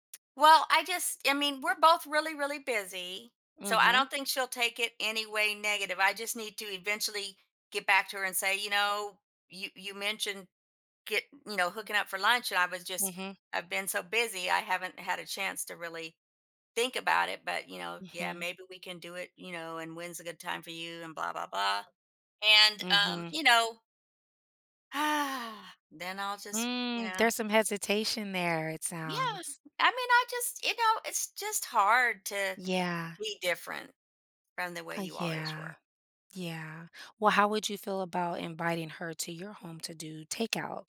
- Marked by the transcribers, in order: sigh; tapping
- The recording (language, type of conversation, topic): English, advice, How do I reconnect with a friend I lost touch with after moving without feeling awkward?